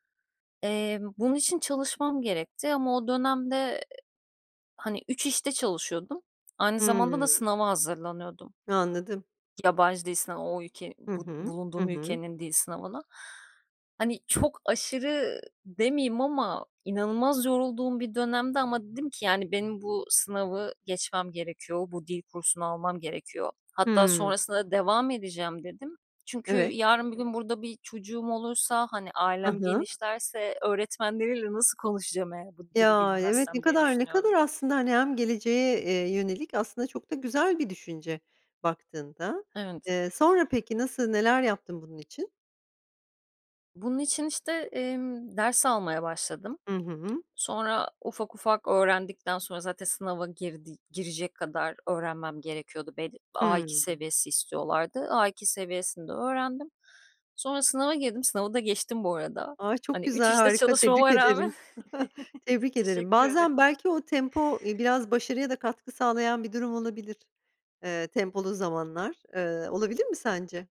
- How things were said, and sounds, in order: other background noise; chuckle; laughing while speaking: "rağmen"; chuckle
- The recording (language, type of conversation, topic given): Turkish, podcast, Göç deneyimi kimliğini nasıl etkiledi?